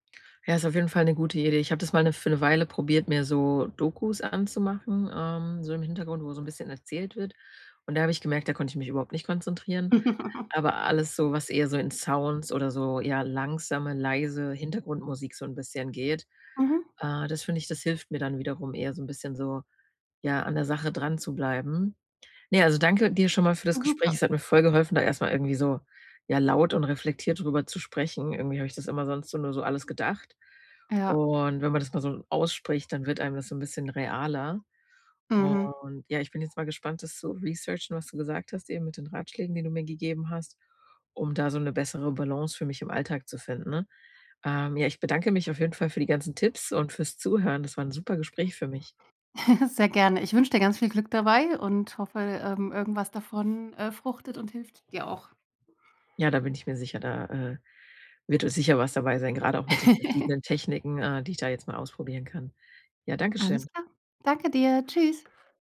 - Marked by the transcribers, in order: other background noise; chuckle; in English: "researchen"; chuckle; chuckle
- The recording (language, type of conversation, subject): German, advice, Wie kann ich digitale Ablenkungen verringern, damit ich mich länger auf wichtige Arbeit konzentrieren kann?